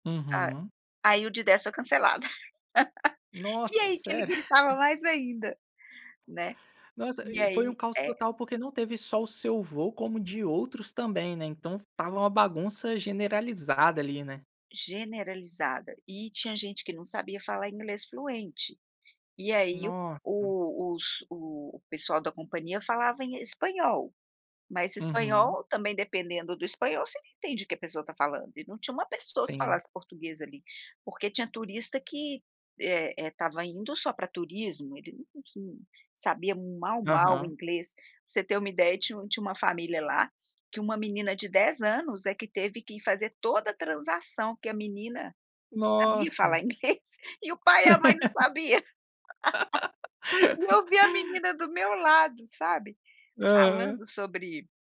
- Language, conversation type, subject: Portuguese, podcast, Como é que um encontro inesperado acabou virando uma amizade importante na sua vida?
- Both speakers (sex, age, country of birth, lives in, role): female, 55-59, Brazil, United States, guest; male, 25-29, Brazil, Spain, host
- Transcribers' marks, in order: laugh; chuckle; laugh; laugh